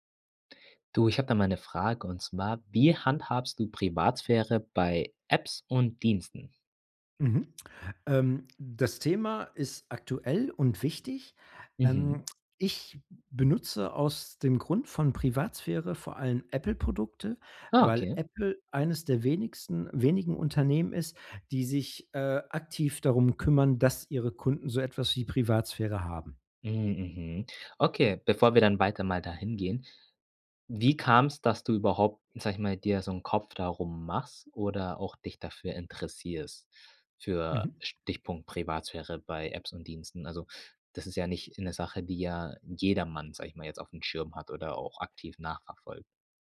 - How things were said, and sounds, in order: none
- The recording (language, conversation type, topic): German, podcast, Wie gehst du mit deiner Privatsphäre bei Apps und Diensten um?
- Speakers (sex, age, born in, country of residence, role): male, 25-29, Germany, Germany, host; male, 45-49, Germany, United States, guest